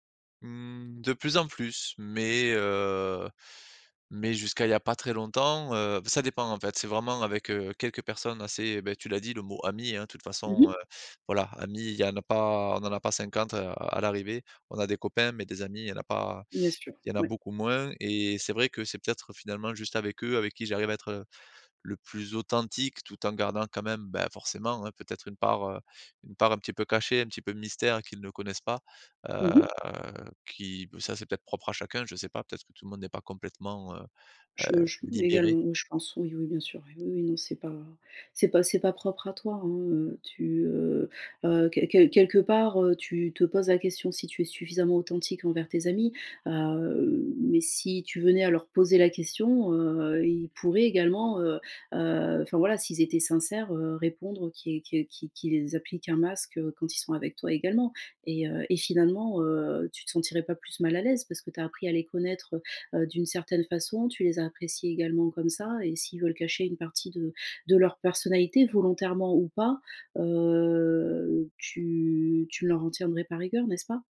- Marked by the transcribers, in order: drawn out: "heu, tu"
- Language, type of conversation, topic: French, advice, Comment gérer ma peur d’être jugé par les autres ?